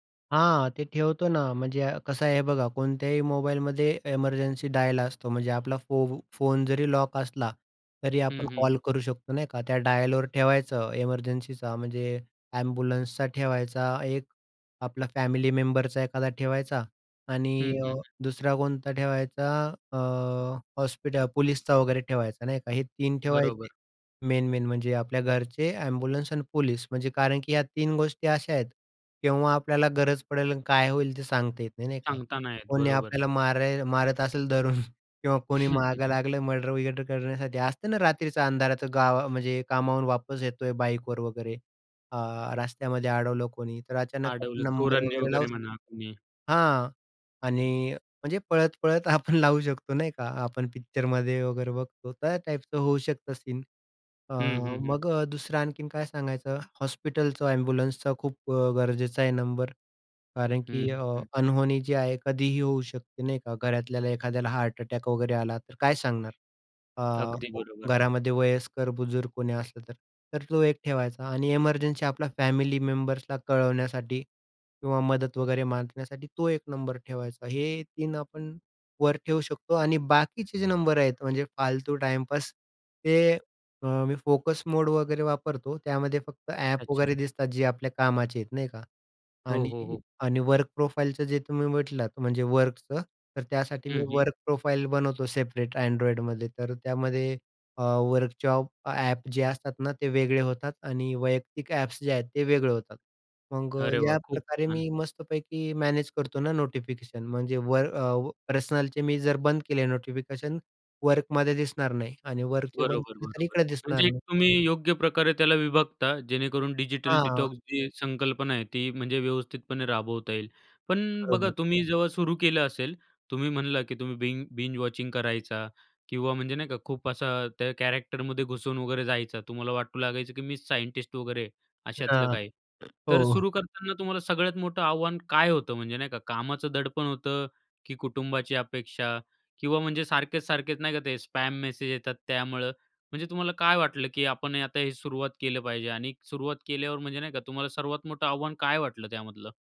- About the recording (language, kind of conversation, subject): Marathi, podcast, डिजिटल वापरापासून थोडा विराम तुम्ही कधी आणि कसा घेता?
- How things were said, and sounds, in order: in English: "एमर्जन्सी डायल"; in English: "फॅमिली मेंबरचा"; other background noise; in English: "मेन मेन"; chuckle; tapping; laughing while speaking: "आपण लावू शकतो नाही का"; in English: "फॅमिली मेंबर्सला"; chuckle; in English: "फोकस मोड"; in English: "वर्क प्रोफाइलचं"; in English: "वर्क प्रोफाईल"; in English: "सेपरेट"; in English: "डिजिटल डिटॉक्स"; in English: "बिंज वॉचिंग"; in English: "कॅरॅक्टरमध्ये"; in English: "सायंटिस्ट"; other noise; in English: "स्पॅम"